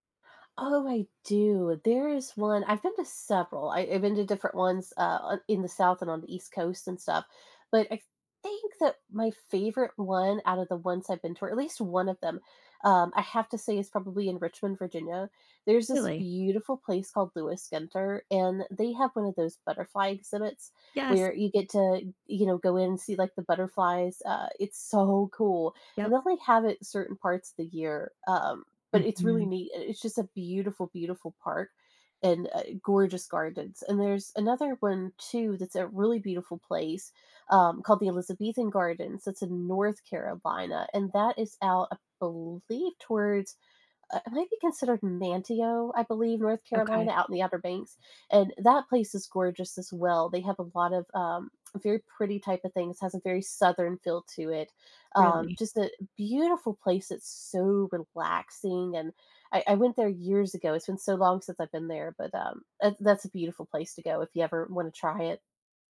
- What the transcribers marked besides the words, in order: stressed: "so"
- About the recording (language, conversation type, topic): English, unstructured, How can I use nature to improve my mental health?